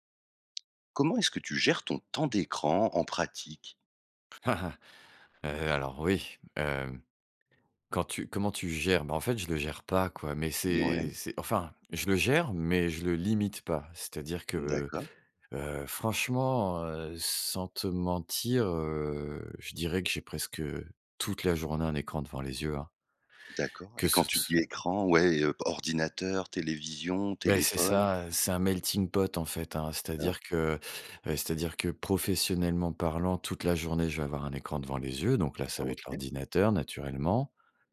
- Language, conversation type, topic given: French, podcast, Comment gères-tu concrètement ton temps d’écran ?
- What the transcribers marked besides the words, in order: tapping; chuckle; other background noise; drawn out: "heu"; in English: "melting-pot"